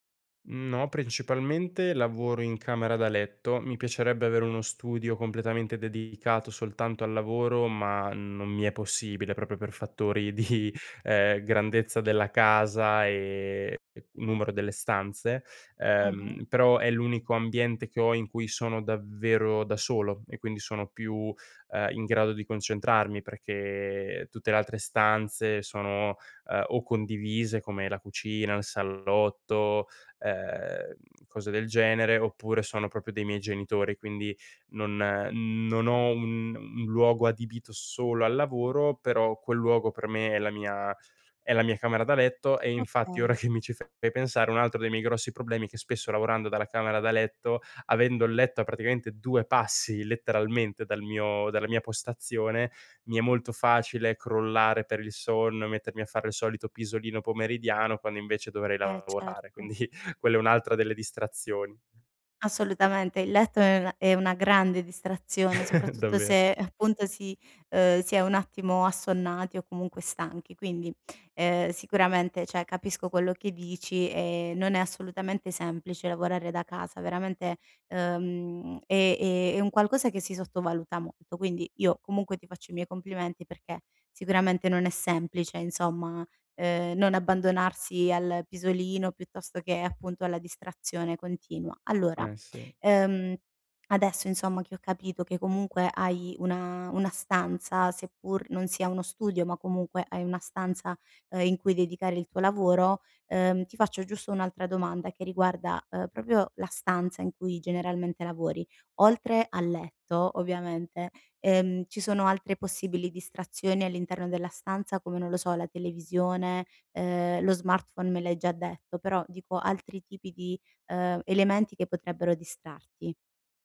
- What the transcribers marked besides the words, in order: laughing while speaking: "di"; laughing while speaking: "ora"; laughing while speaking: "quindi"; other background noise; chuckle; tapping; "cioè" said as "ceh"; "proprio" said as "propio"
- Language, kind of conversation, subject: Italian, advice, Come posso mantenere una concentrazione costante durante le sessioni di lavoro pianificate?